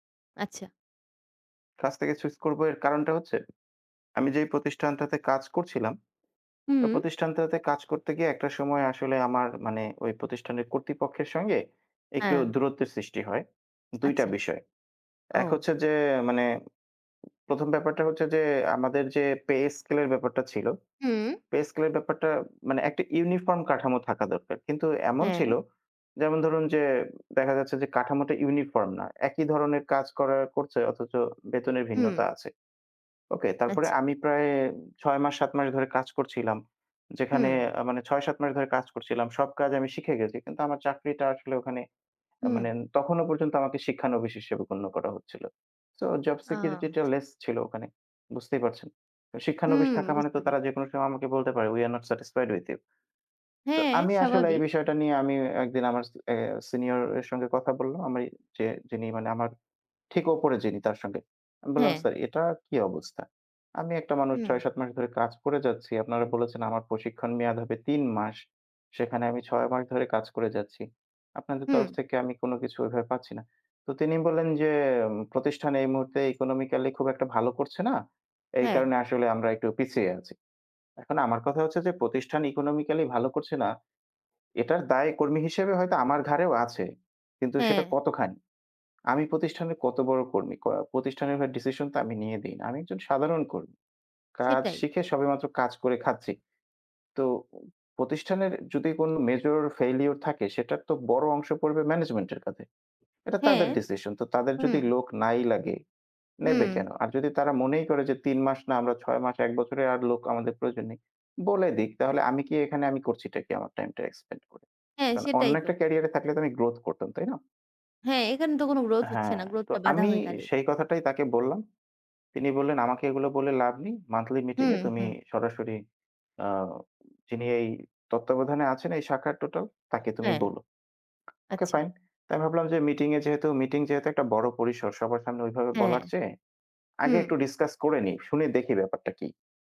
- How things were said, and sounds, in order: tapping; other noise; in English: "উই আর নট স্যাটিসফাইড উইথ ইউ"; in English: "ইকোনমিক্যালি"; other background noise; in English: "ইকোনমিক্যালি"; in English: "এক্সপেন্ড"; in English: "গ্রোথ"; in English: "গ্রোথ"; in English: "গ্রোথ"; in English: "ডিসকাস"
- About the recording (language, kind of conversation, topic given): Bengali, unstructured, দরিদ্রতার কারণে কি মানুষ সহজেই হতাশায় ভোগে?